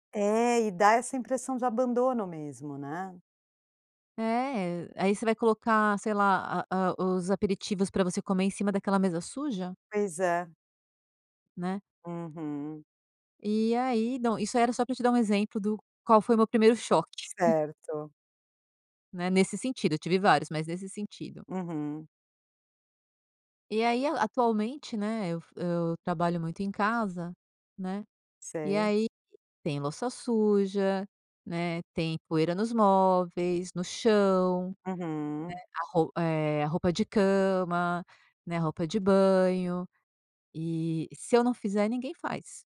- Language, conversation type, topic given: Portuguese, podcast, Como você evita distrações domésticas quando precisa se concentrar em casa?
- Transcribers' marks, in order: tapping